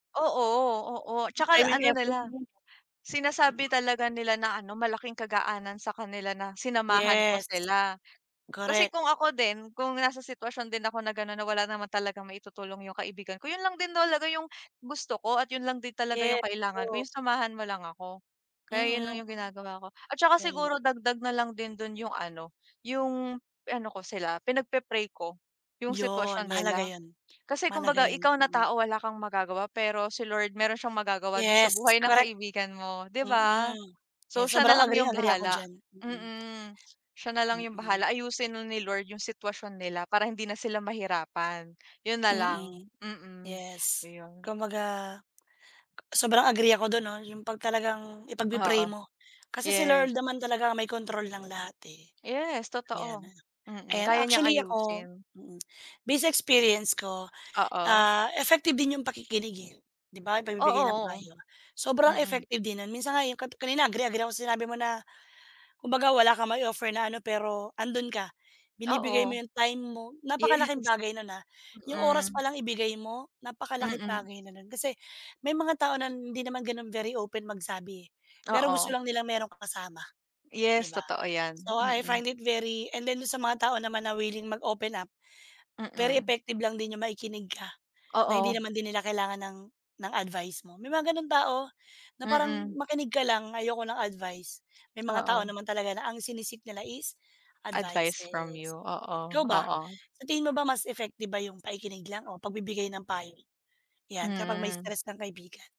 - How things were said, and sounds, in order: laughing while speaking: "Yes"; in English: "Advice from you"
- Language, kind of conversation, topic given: Filipino, unstructured, Paano mo tinutulungan ang mga kaibigan mo kapag nai-stress sila?
- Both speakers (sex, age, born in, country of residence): female, 25-29, Philippines, Philippines; female, 35-39, Philippines, Philippines